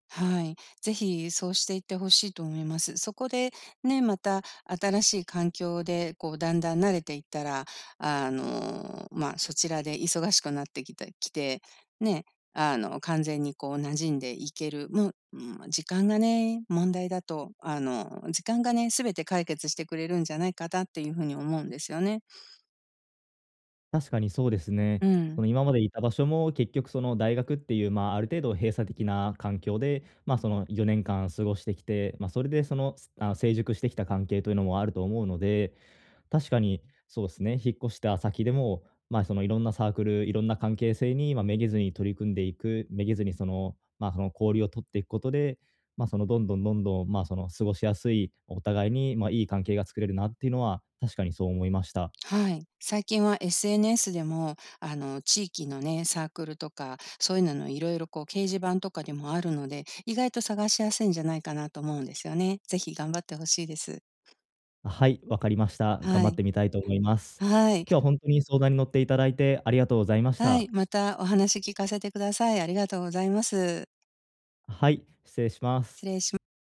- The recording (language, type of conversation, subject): Japanese, advice, 慣れた環境から新しい生活へ移ることに不安を感じていますか？
- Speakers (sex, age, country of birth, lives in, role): female, 55-59, Japan, United States, advisor; male, 20-24, Japan, Japan, user
- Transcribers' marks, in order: other background noise